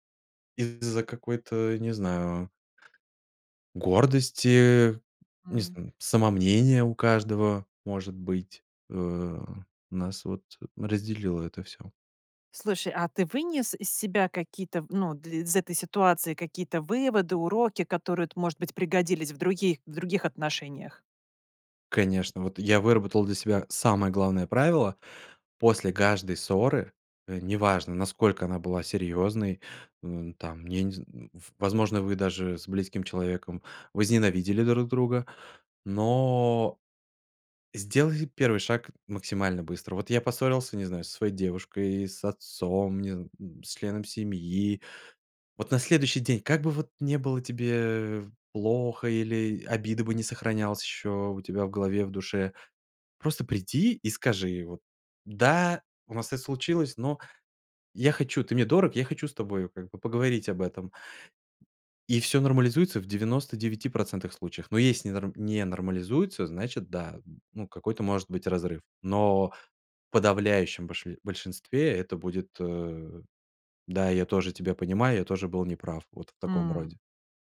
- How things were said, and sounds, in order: other background noise; tapping
- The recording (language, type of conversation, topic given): Russian, podcast, Как вернуть утраченную связь с друзьями или семьёй?